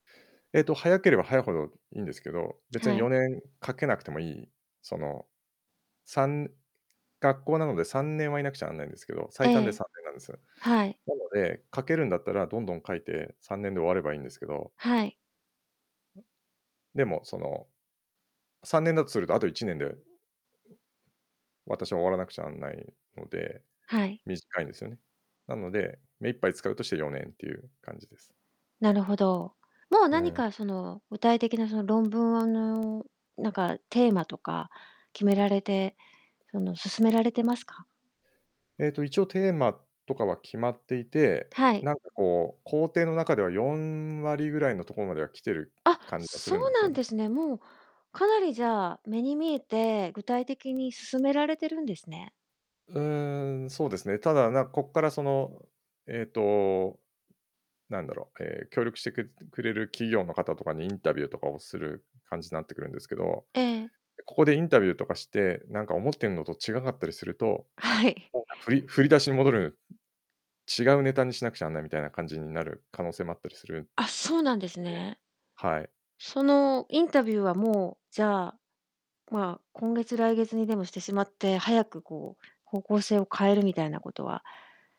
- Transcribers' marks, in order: distorted speech; other background noise; chuckle; tapping
- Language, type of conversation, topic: Japanese, advice, 仕事で昇進や成果を期待されるプレッシャーをどのように感じていますか？